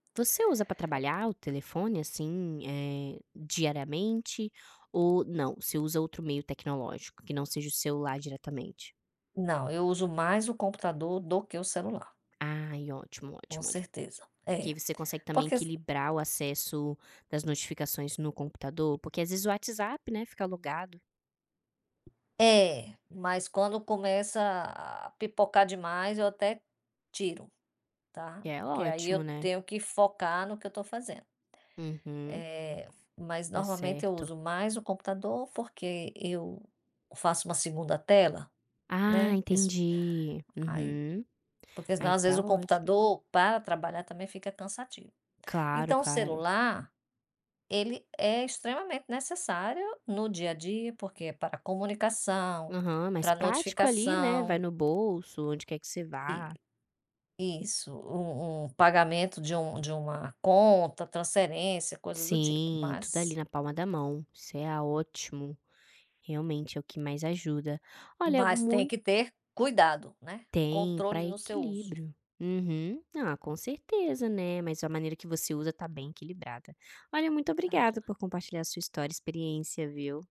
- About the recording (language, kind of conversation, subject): Portuguese, podcast, Como você usa o celular no seu dia a dia?
- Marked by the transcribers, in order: tapping